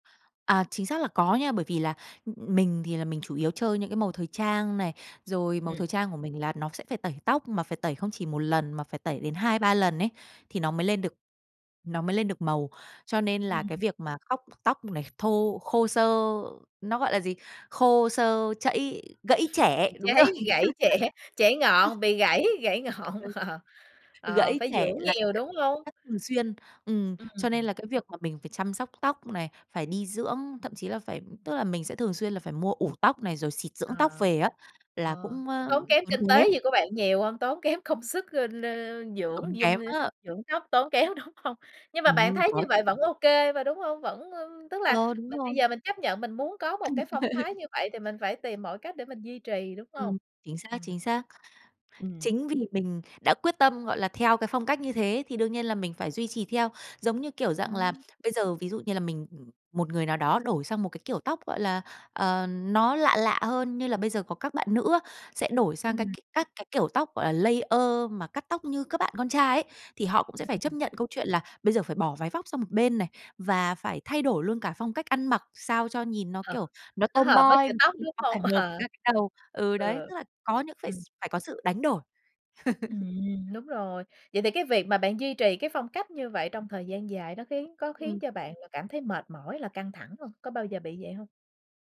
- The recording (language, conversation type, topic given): Vietnamese, podcast, Bạn đối mặt thế nào khi người thân không hiểu phong cách của bạn?
- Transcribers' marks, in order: tapping; laugh; laughing while speaking: "chẻ"; laughing while speaking: "Đúng rồi!"; laugh; laughing while speaking: "gãy ngọn, ờ"; other background noise; laughing while speaking: "kém"; laughing while speaking: "kém, đúng hông?"; laugh; in English: "layer"; in English: "tomboy"; laughing while speaking: "Ờ"; laugh